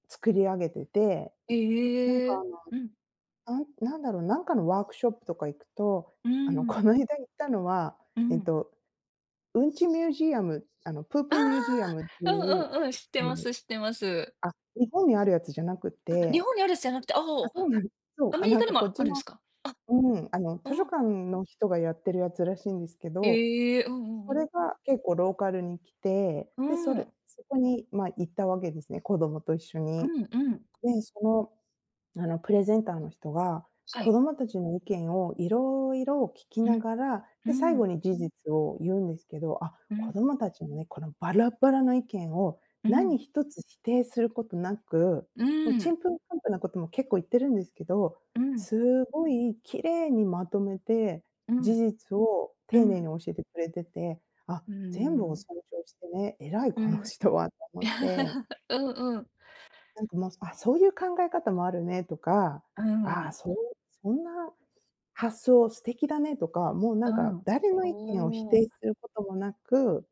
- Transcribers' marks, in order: in English: "プープミュージアム"; chuckle
- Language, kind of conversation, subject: Japanese, unstructured, 意見がぶつかったとき、どこで妥協するかはどうやって決めますか？
- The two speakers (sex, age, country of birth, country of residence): female, 40-44, Japan, United States; female, 40-44, Japan, United States